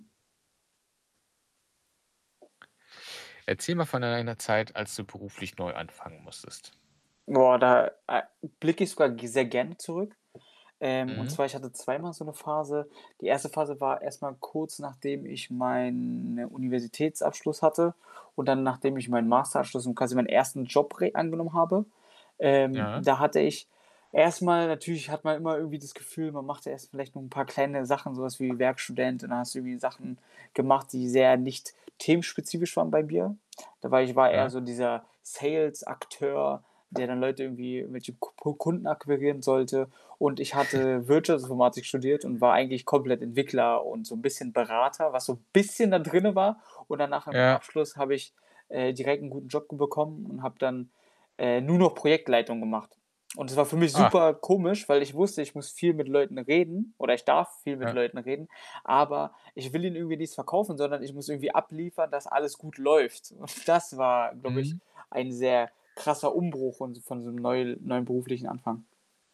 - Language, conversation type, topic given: German, podcast, Wann musstest du beruflich neu anfangen, und wie ist dir der Neustart gelungen?
- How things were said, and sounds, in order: other background noise; background speech; static; tapping; chuckle; snort